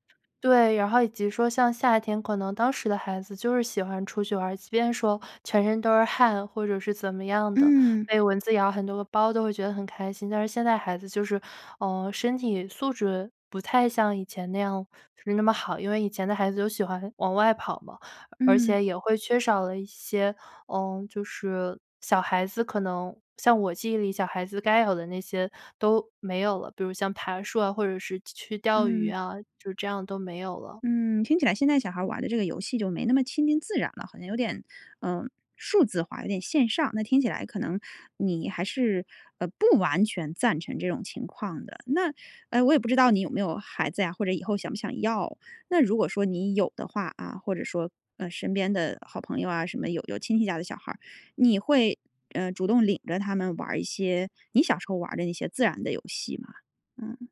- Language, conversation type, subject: Chinese, podcast, 你小时候最喜欢玩的游戏是什么？
- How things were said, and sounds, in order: other background noise